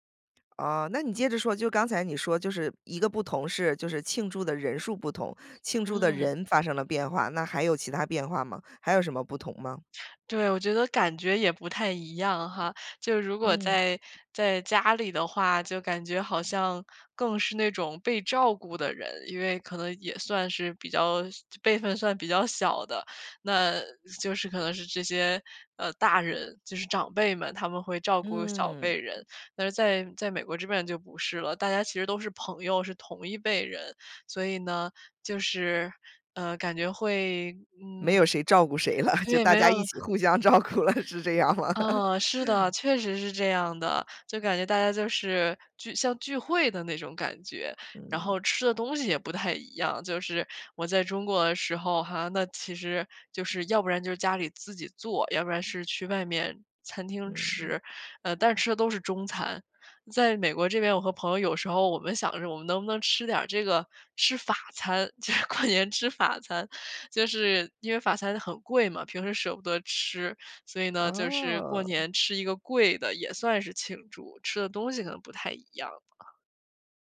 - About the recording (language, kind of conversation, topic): Chinese, podcast, 能分享一次让你难以忘怀的节日回忆吗？
- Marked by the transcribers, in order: other background noise; laughing while speaking: "了"; chuckle; laughing while speaking: "互相照顾了，是这样吗？"; chuckle; laughing while speaking: "就是"; other noise